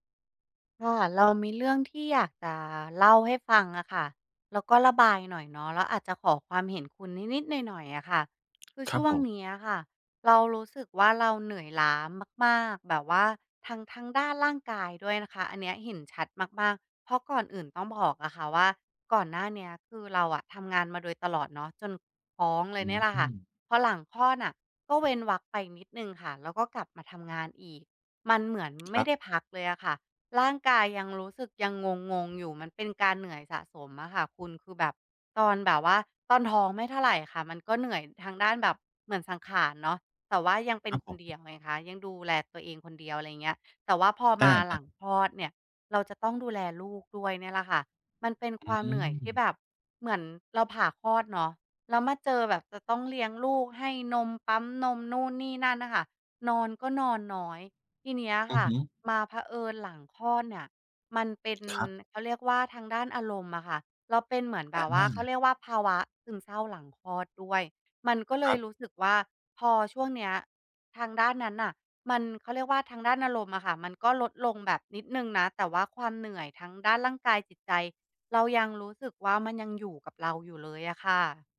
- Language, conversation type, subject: Thai, advice, ฉันรู้สึกเหนื่อยล้าทั้งร่างกายและจิตใจ ควรคลายความเครียดอย่างไร?
- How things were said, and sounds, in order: other background noise; tapping